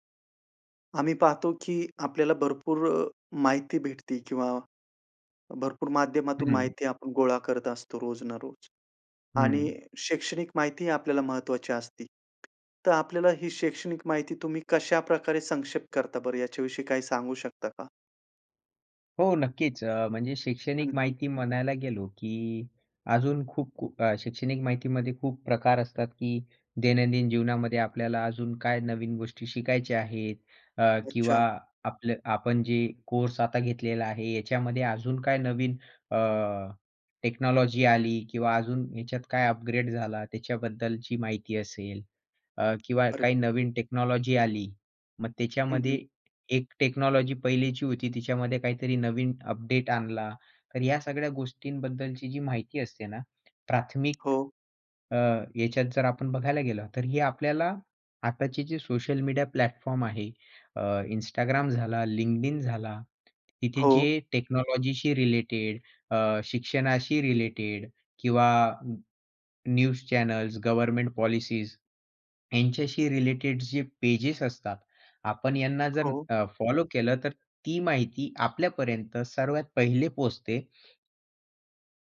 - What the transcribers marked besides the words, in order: tapping; other noise; in English: "टेक्नॉलॉजी"; in English: "टेक्नॉलॉजी"; in English: "टेक्नॉलॉजी"; in English: "प्लॅटफॉर्म"; in English: "टेक्नॉलॉजीशी"; in English: "न्यूज चॅनल्स, गव्हर्नमेंट पॉलिसीज"
- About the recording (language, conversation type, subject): Marathi, podcast, शैक्षणिक माहितीचा सारांश तुम्ही कशा पद्धतीने काढता?